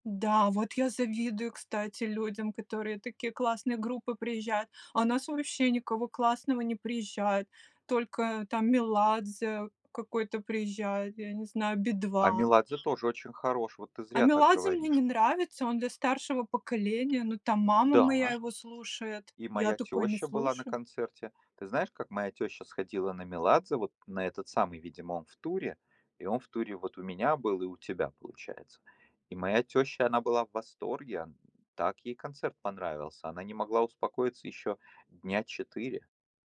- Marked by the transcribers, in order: background speech; other background noise
- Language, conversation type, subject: Russian, podcast, Какая у тебя любимая песня всех времён?